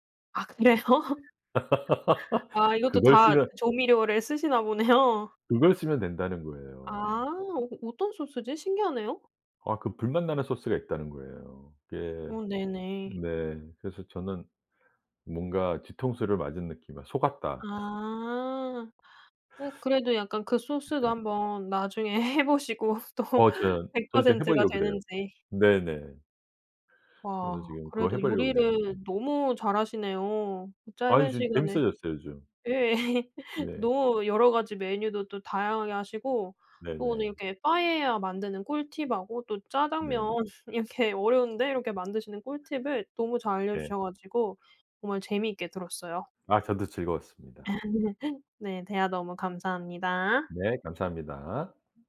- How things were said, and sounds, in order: laughing while speaking: "그래요?"; tapping; laugh; other background noise; laughing while speaking: "쓰시나 보네요"; laugh; laughing while speaking: "해보시고 또"; laughing while speaking: "예"; laughing while speaking: "짜장면 이렇게"; laugh
- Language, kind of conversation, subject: Korean, podcast, 함께 만들면 더 맛있어지는 음식이 있나요?